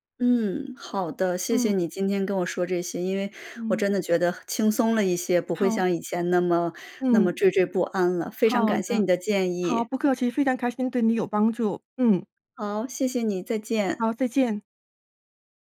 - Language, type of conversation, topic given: Chinese, advice, 你是否因为对外貌缺乏自信而回避社交活动？
- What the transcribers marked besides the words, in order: none